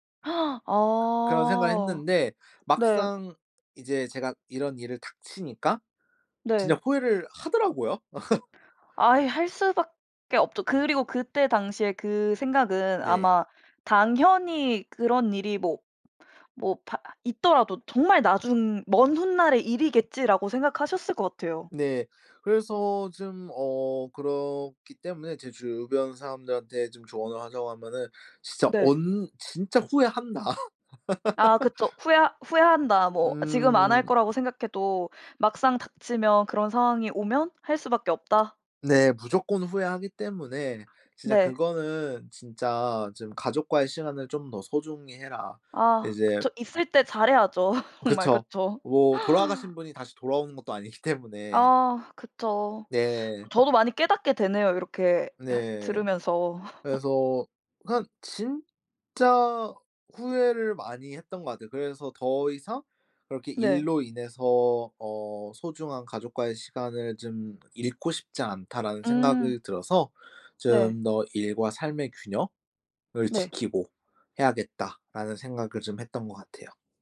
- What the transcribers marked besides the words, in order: gasp; tapping; laugh; laughing while speaking: "후회한다"; laugh; laugh; laughing while speaking: "아니기 때문에"; unintelligible speech; laugh; stressed: "진짜"
- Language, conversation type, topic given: Korean, podcast, 일과 삶의 균형을 바꾸게 된 계기는 무엇인가요?